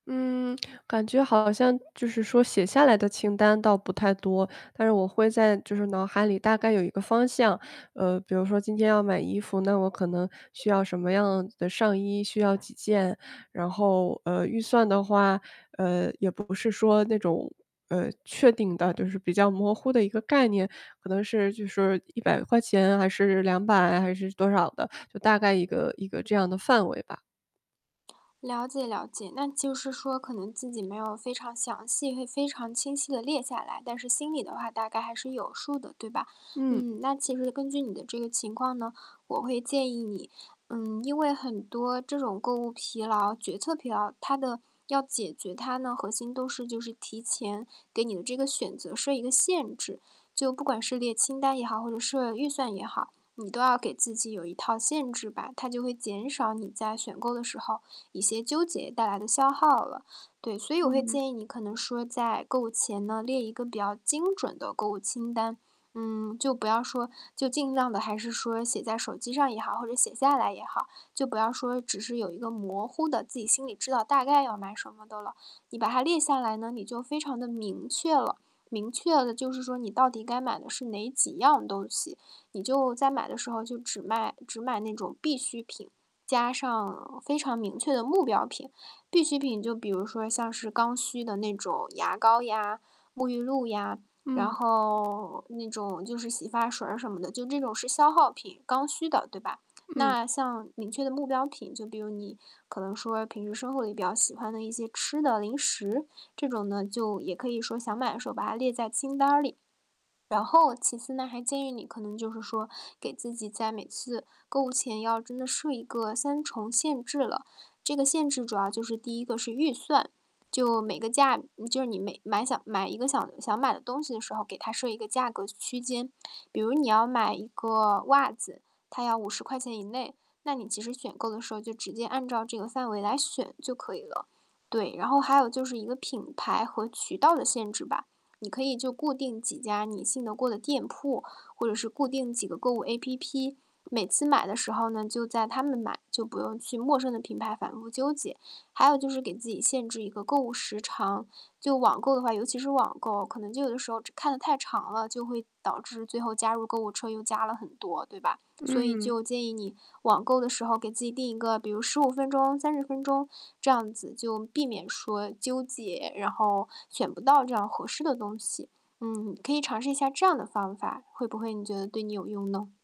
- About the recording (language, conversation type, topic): Chinese, advice, 我怎样才能减轻购物时的决策疲劳？
- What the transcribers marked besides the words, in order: distorted speech; tapping; static